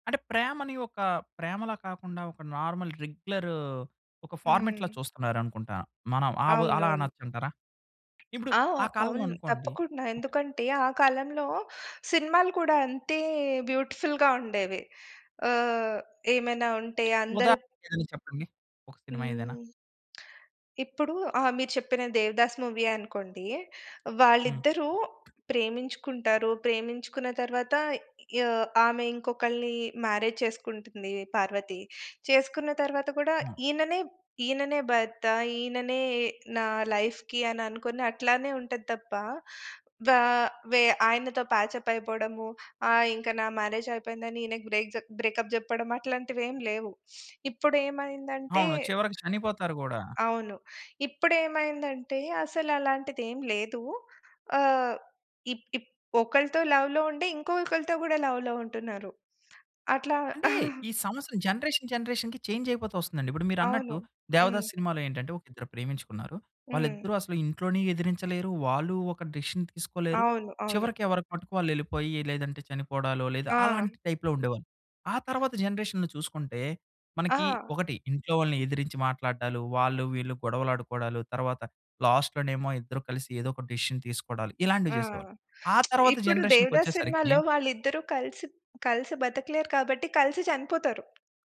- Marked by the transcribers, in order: in English: "నార్మల్ రెగ్యులర్"; in English: "ఫార్మాట్‌లా"; tapping; in English: "బ్యూటిఫుల్‌గా"; other background noise; in English: "మ్యారేజ్"; in English: "లైఫ్‌కి"; in English: "ప్యాచ్‌అప్"; in English: "మ్యారేజ్"; in English: "బ్రేక్"; in English: "బ్రేకప్"; sniff; in English: "లవ్‌లో"; in English: "లవ్‌లో"; chuckle; in English: "జనరేషన్ జనరేషన్‌కి"; in English: "డెసిషన్"; in English: "టైప్‌లో"; in English: "జనరేషన్‌లో"; in English: "లాస్ట్‌లోనేమో"; in English: "డెసిషన్"; lip smack; in English: "జనరేషన్‌కొచ్చేసరికి"
- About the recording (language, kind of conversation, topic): Telugu, podcast, ప్రతి తరం ప్రేమను ఎలా వ్యక్తం చేస్తుంది?